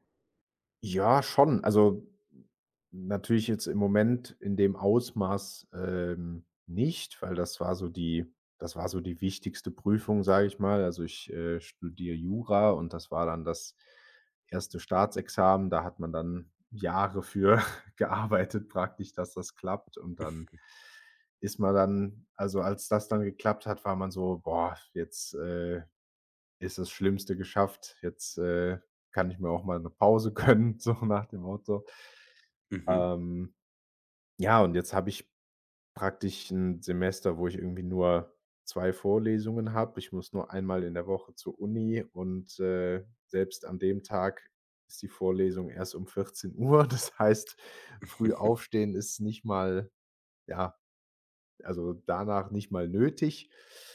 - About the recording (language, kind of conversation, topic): German, advice, Warum fällt es dir schwer, einen regelmäßigen Schlafrhythmus einzuhalten?
- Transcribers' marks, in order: other noise; chuckle; laughing while speaking: "gearbeitet praktisch"; other background noise; laughing while speaking: "gönnen, so nach dem Motto"; chuckle; laughing while speaking: "Das heißt"